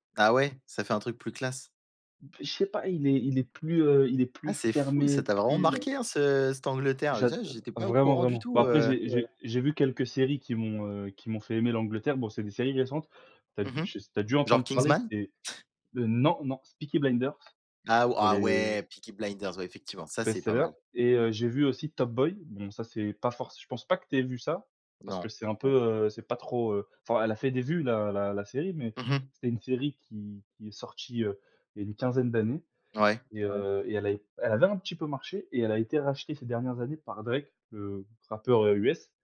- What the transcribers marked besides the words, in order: background speech; unintelligible speech; chuckle; tapping
- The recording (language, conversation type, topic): French, unstructured, Qu’est-ce qui rend un voyage inoubliable pour toi ?